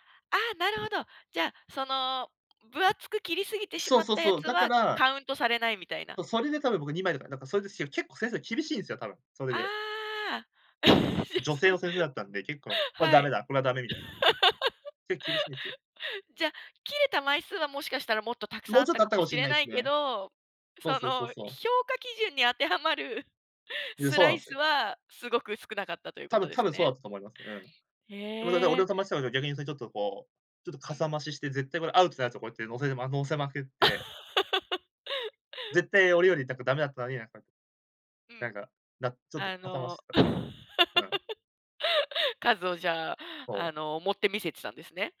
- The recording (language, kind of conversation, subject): Japanese, podcast, 料理でやらかしてしまった面白い失敗談はありますか？
- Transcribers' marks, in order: other background noise; laugh; unintelligible speech; laughing while speaking: "その"; laugh; laughing while speaking: "当てはまる"; unintelligible speech; unintelligible speech; laugh; laugh